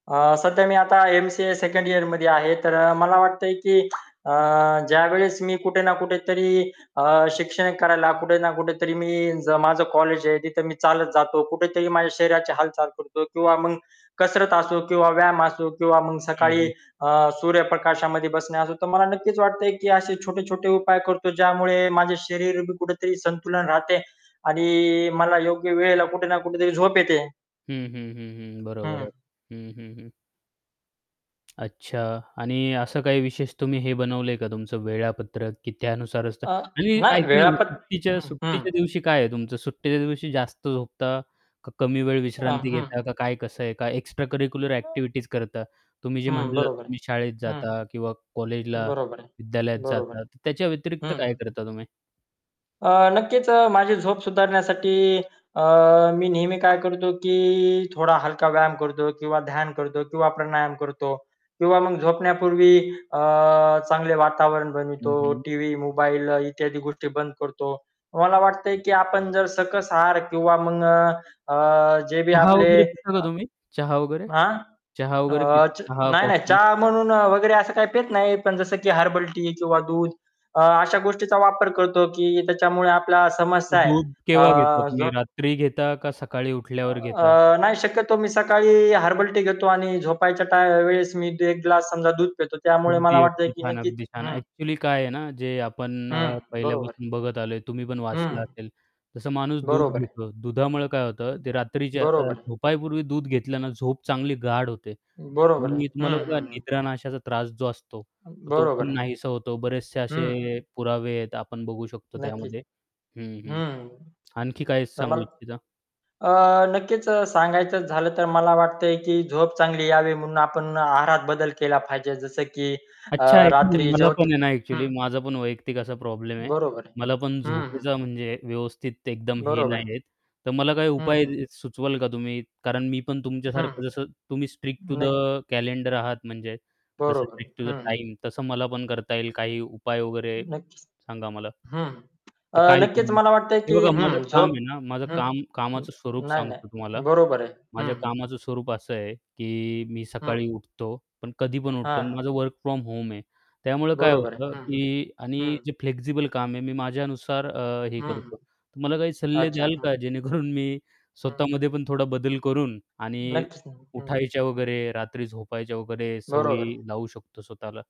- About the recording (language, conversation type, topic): Marathi, podcast, तुम्ही तुमच्या झोपेच्या सवयी कशा राखता आणि त्याबद्दलचा तुमचा अनुभव काय आहे?
- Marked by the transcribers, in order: alarm; static; distorted speech; in English: "एक्स्ट्रा करिक्युलर ॲक्टिव्हिटीज"; tapping; in English: "हर्बल टी"; in English: "हर्बल टी"; unintelligible speech; horn; in English: "स्ट्रिक्ट टू द कॅलेंडर"; in English: "स्ट्रिक्ट टू द टाईम"; other background noise; in English: "वर्क फ्रॉम होम"; laughing while speaking: "जेणेकरून"